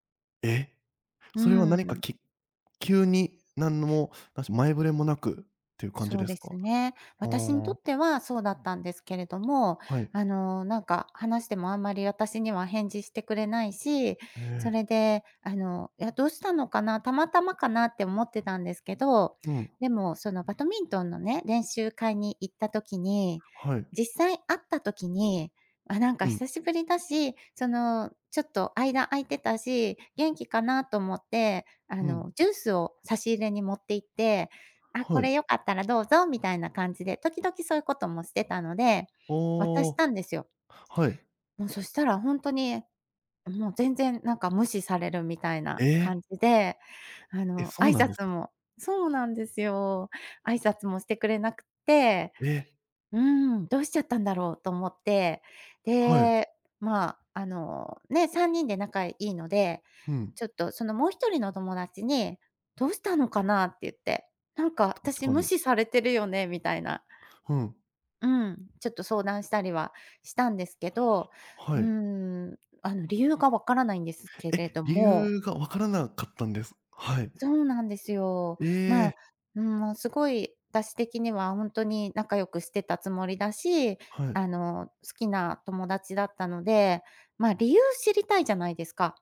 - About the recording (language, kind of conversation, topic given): Japanese, advice, 共通の友達との関係をどう保てばよいのでしょうか？
- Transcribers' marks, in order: none